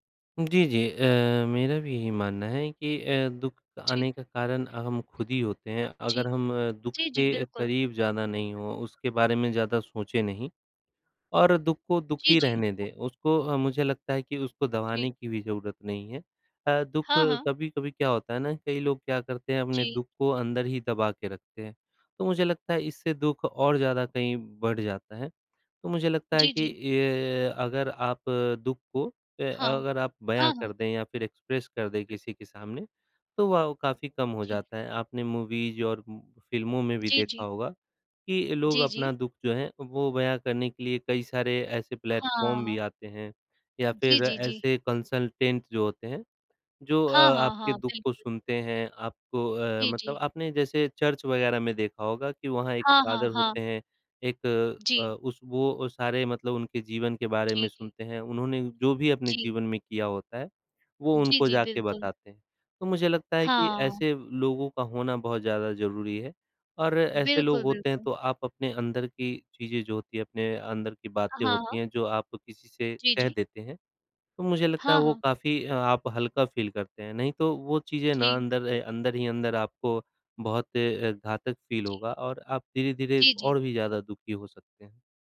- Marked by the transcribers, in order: in English: "एक्सप्रेस"; in English: "मूवीज़"; in English: "प्लेटफ़ॉर्म"; in English: "कंसल्टेंट"; in English: "फ़ादर"; in English: "फ़ील"; in English: "फ़ील"
- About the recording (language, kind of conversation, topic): Hindi, unstructured, दुख के समय खुद को खुश रखने के आसान तरीके क्या हैं?